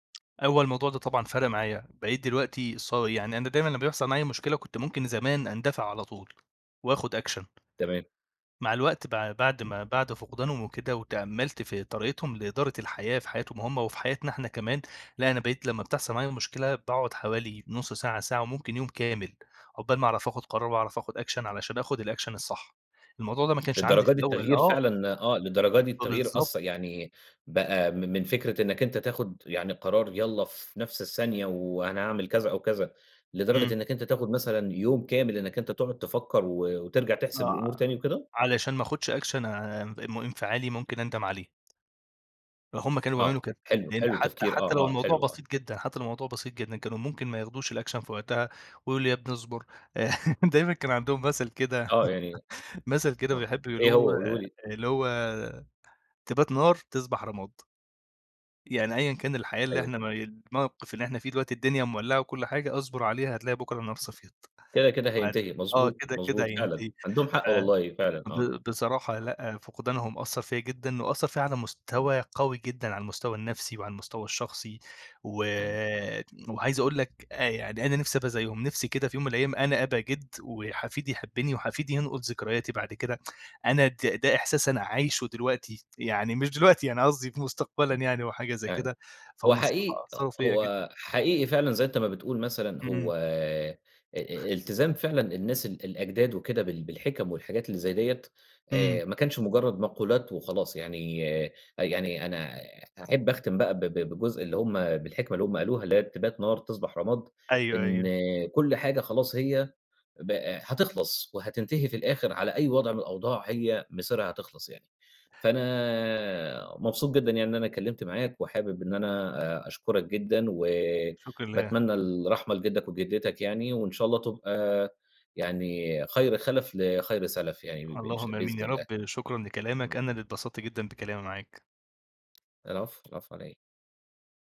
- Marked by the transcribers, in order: tapping; in English: "أكشن"; in English: "أكشن"; in English: "الأكشن"; in English: "أكشن"; in English: "الأكشن"; laugh; laugh; other background noise; tsk
- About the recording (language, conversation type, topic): Arabic, podcast, إزاي فقدان حد قريب منك بيغيّرك؟